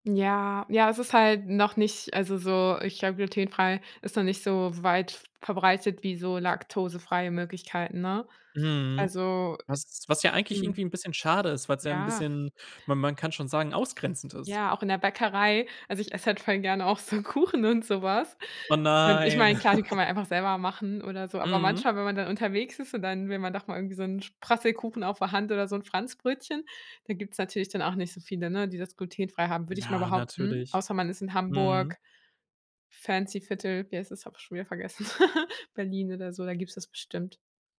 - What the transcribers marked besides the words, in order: laughing while speaking: "Kuchen und so was"; drawn out: "nein"; stressed: "nein"; giggle; in English: "fancy"; giggle
- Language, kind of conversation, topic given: German, podcast, Wie passt du Rezepte an Allergien oder Unverträglichkeiten an?